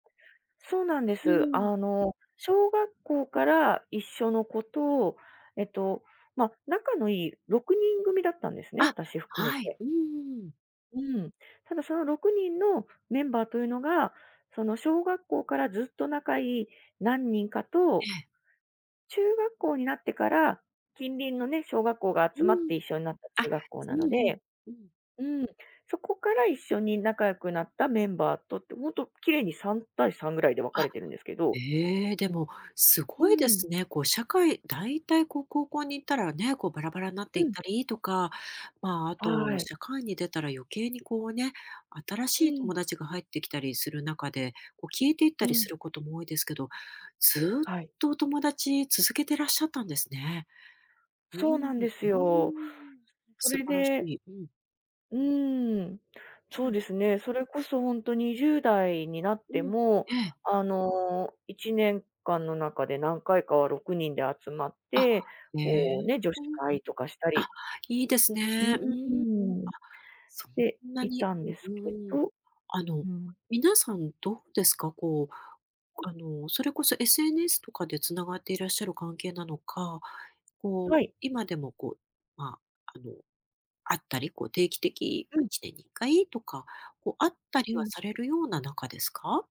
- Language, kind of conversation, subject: Japanese, advice, 長年の友情が自然に薄れていくのはなぜですか？
- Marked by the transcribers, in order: unintelligible speech